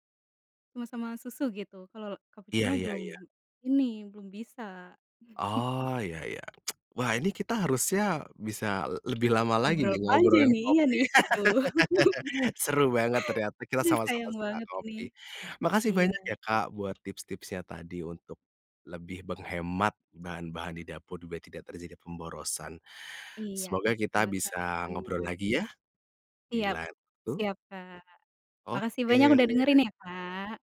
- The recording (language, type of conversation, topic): Indonesian, podcast, Bagaimana pengalaman Anda mengurangi pemborosan makanan di dapur?
- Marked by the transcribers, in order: tsk; laugh; laugh